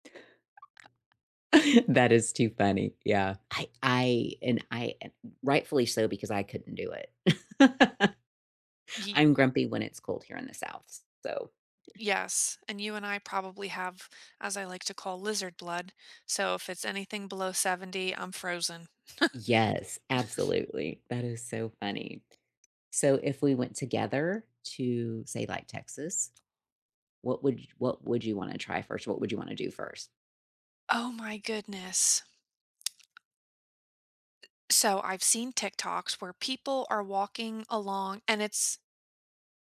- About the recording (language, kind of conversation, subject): English, unstructured, Which local hidden gem do you love that few people know about, and what makes it special to you?
- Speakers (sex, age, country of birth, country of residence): female, 35-39, United States, United States; female, 50-54, United States, United States
- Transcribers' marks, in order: other background noise; chuckle; laugh; other noise; chuckle; tapping